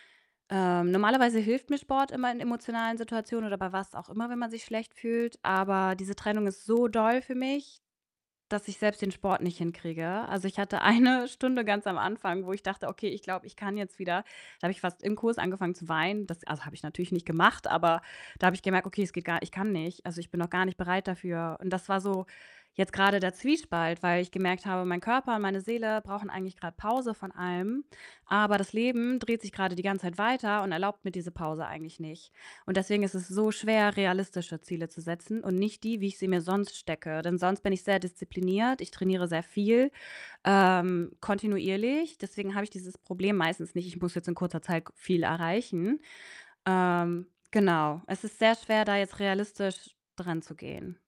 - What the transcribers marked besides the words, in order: distorted speech; laughing while speaking: "eine"; stressed: "so"
- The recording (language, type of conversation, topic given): German, advice, Wie kann ich realistische Ziele formulieren, die ich auch wirklich erreiche?